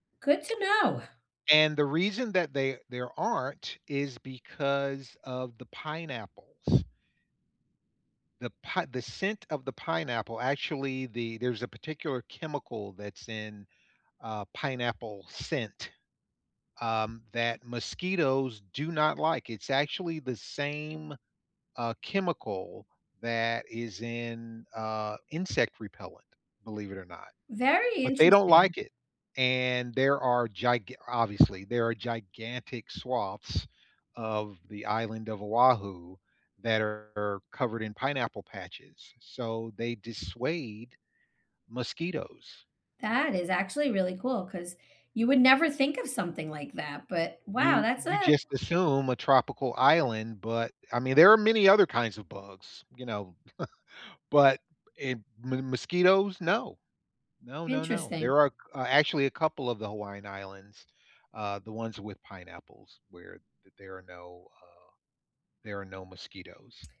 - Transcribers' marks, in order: chuckle
- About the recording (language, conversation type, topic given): English, unstructured, What is the most surprising thing you have learned from traveling?
- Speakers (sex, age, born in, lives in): female, 50-54, United States, United States; male, 60-64, United States, United States